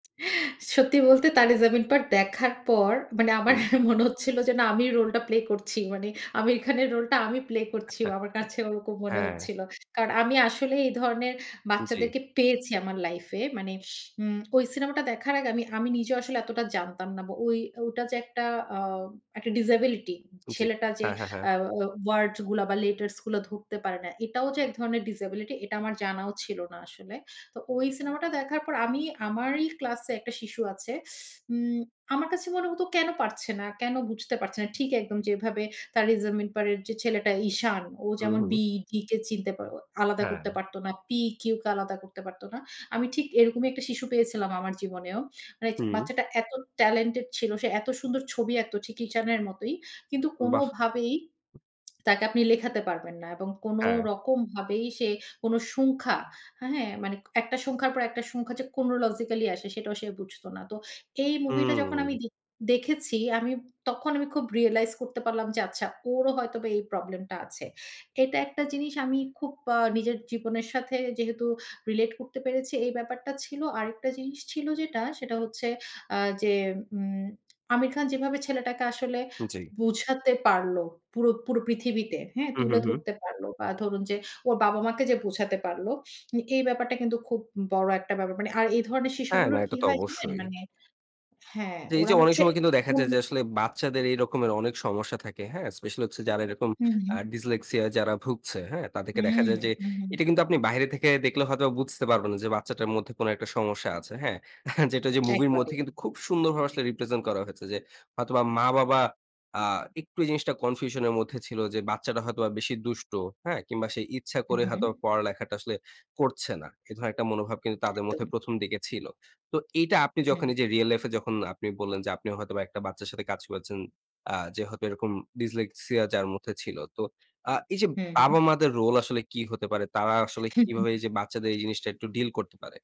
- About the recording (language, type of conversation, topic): Bengali, podcast, কোন সিনেমাটি তুমি বারবার দেখতে ভালোবাসো, আর কেন?
- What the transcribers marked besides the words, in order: in Hindi: "Taare Zameen Par"; laughing while speaking: "আমার মনে হচ্ছিল"; chuckle; in Hindi: "Taare Zameen Par"; in English: "B D"; in English: "P Q"; other noise; lip smack; in English: "chronologically"; in English: "Dyslexia"; laughing while speaking: "যেটা যে"; in English: "Dyslexia"; laughing while speaking: "হুম"